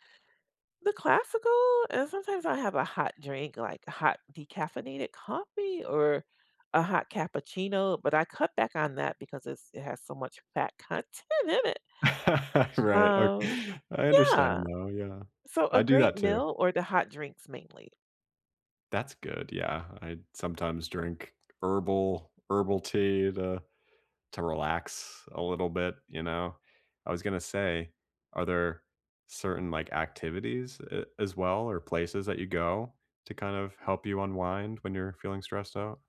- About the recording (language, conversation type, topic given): English, unstructured, What helps you calm down when you’re feeling stressed?
- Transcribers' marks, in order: laughing while speaking: "content in it"; chuckle